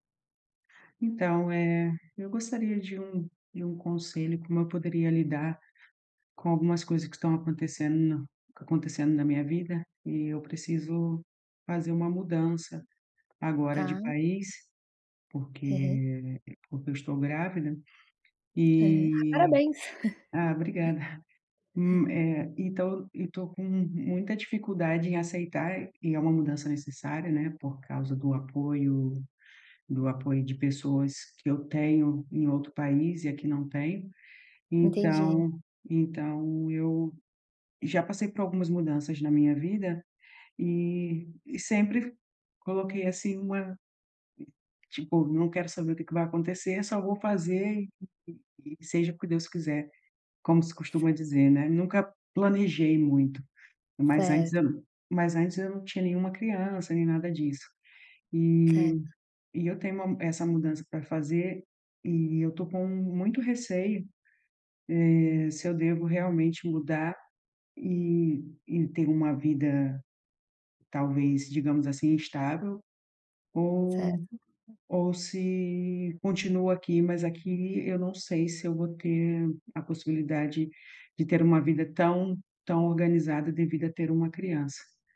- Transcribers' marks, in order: tapping; drawn out: "e"; chuckle; other background noise
- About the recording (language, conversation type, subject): Portuguese, advice, Como posso lidar com a incerteza e com mudanças constantes sem perder a confiança em mim?